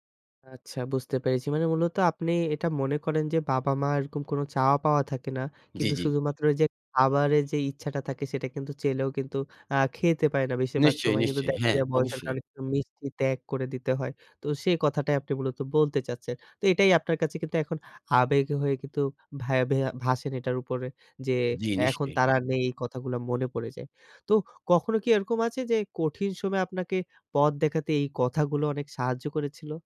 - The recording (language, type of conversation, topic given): Bengali, podcast, কোন মা-বাবার কথা এখন আপনাকে বেশি ছুঁয়ে যায়?
- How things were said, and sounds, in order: "চাইলেও" said as "চেলেও"